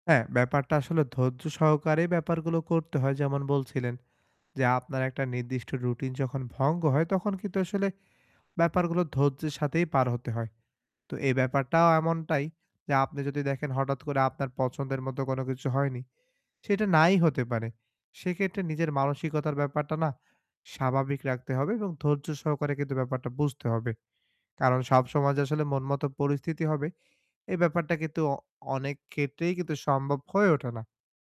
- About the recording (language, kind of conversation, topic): Bengali, advice, আমি অল্প সময়ে একসঙ্গে অনেক কাজ কীভাবে সামলে নেব?
- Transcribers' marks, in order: static